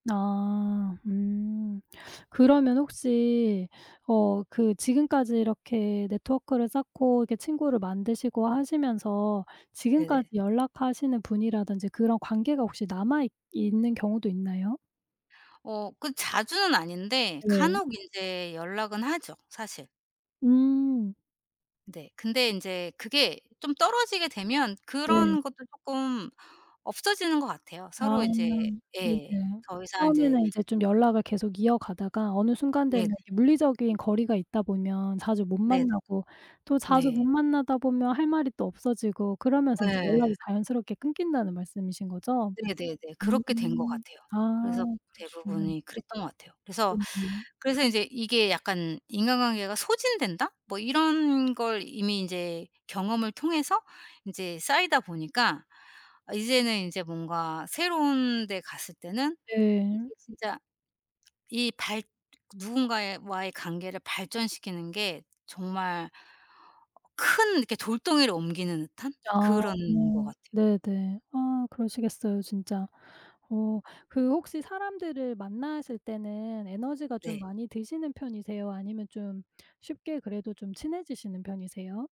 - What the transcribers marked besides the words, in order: tapping; other background noise; background speech
- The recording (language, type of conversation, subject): Korean, advice, 친구나 사회적 관계망을 다시 만들기가 왜 이렇게 어려운가요?